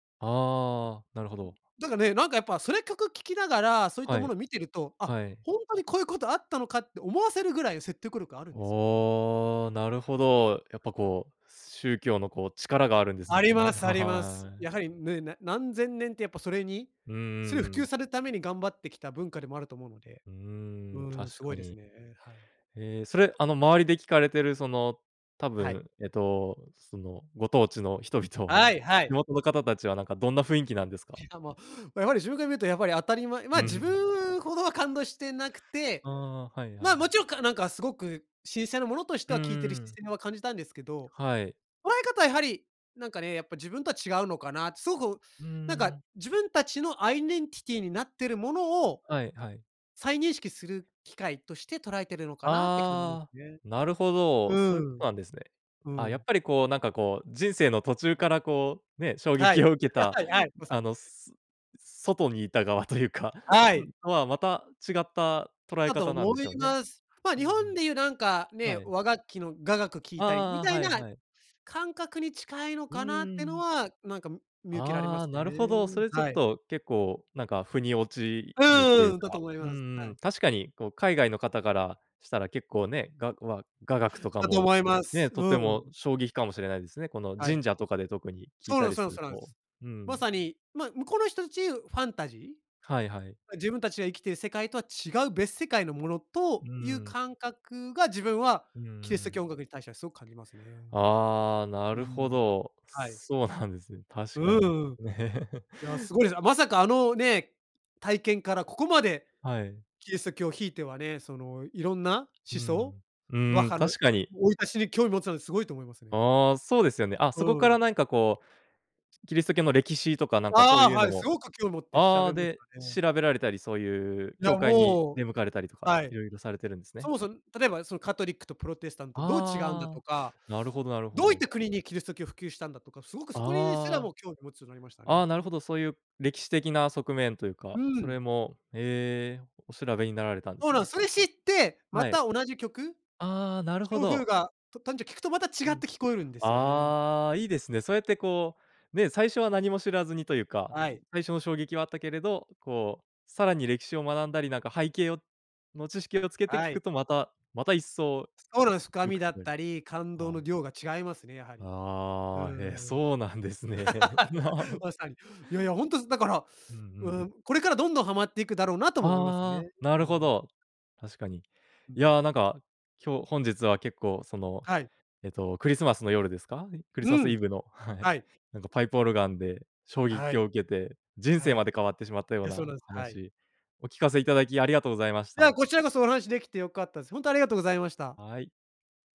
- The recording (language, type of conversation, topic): Japanese, podcast, 初めて強く心に残った曲を覚えていますか？
- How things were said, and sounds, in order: other background noise; laughing while speaking: "ですね。は はい"; laughing while speaking: "人々は"; unintelligible speech; giggle; chuckle; tapping; "小フーガト短調" said as "きょうふうがとたんじょ"; other noise; laugh; laughing while speaking: "なんですね。な"